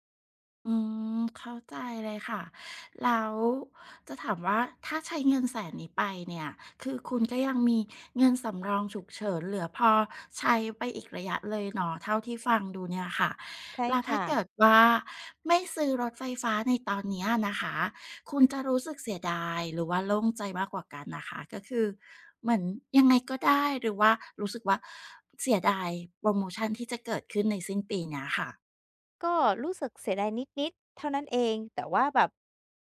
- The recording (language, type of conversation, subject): Thai, advice, จะจัดลำดับความสำคัญระหว่างการใช้จ่ายเพื่อความสุขตอนนี้กับการออมเพื่ออนาคตได้อย่างไร?
- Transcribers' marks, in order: other background noise